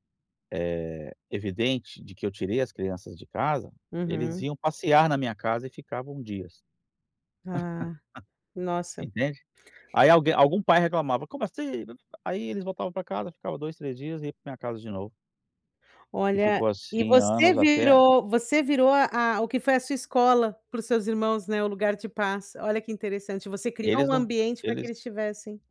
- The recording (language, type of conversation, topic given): Portuguese, advice, Como posso equilibrar minha identidade pública com meu eu interior sem me perder?
- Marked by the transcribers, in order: laugh